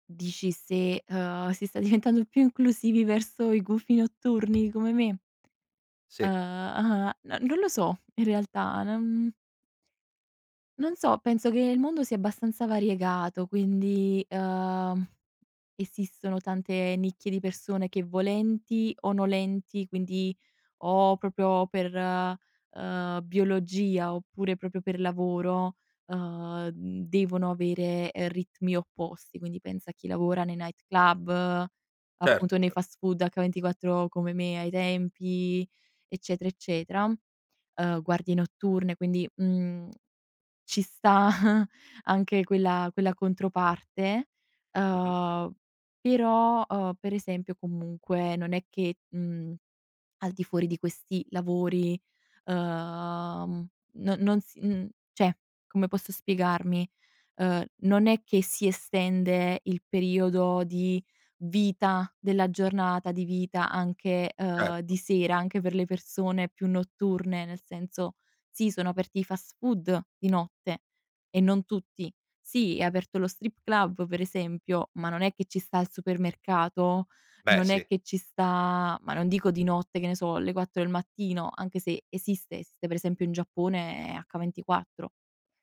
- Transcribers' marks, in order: other background noise; giggle; "cioè" said as "ceh"
- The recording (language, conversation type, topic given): Italian, podcast, Che ruolo ha il sonno nella tua crescita personale?